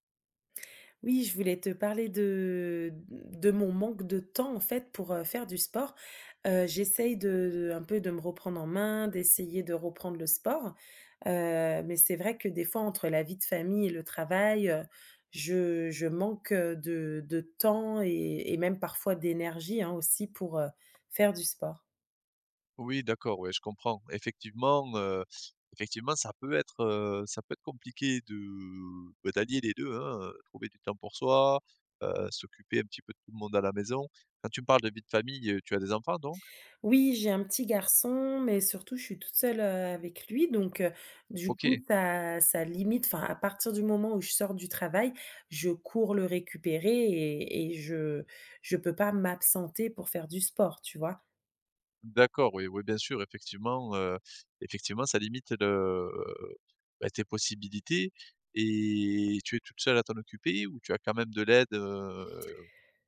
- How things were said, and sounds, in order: stressed: "temps"; stressed: "m'absenter"; drawn out: "le"; drawn out: "heu ?"
- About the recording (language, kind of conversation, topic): French, advice, Comment trouver du temps pour faire du sport entre le travail et la famille ?